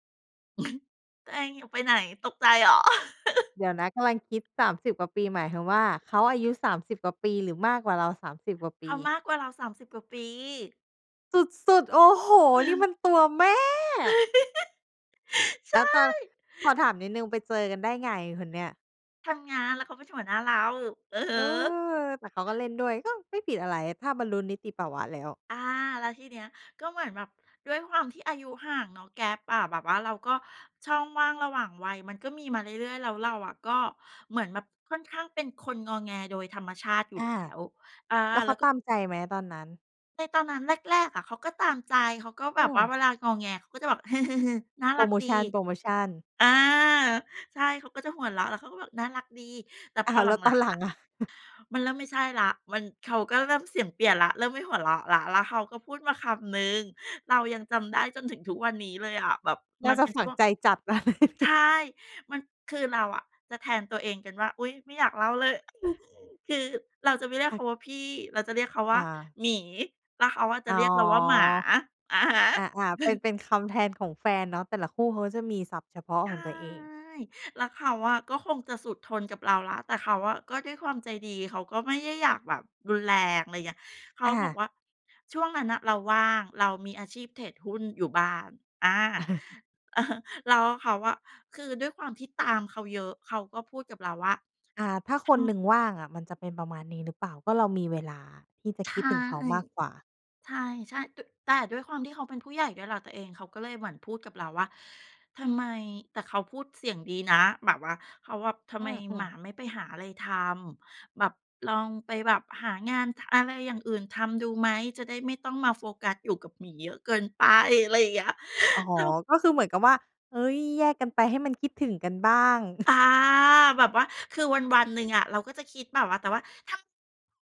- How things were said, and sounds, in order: chuckle; laugh; tapping; chuckle; stressed: "แม่"; giggle; other background noise; laughing while speaking: "อ้าว แล้วตอนหลังอะ"; chuckle; laughing while speaking: "เลย"; chuckle; chuckle; chuckle; drawn out: "ใช่"; "ไม่ได้" said as "ไม่ใย่"; chuckle; laughing while speaking: "เกินไป อะไรอย่างเงี้ย"; chuckle; chuckle
- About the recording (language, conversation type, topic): Thai, podcast, ถ้าคุณกลับเวลาได้ คุณอยากบอกอะไรกับตัวเองในตอนนั้น?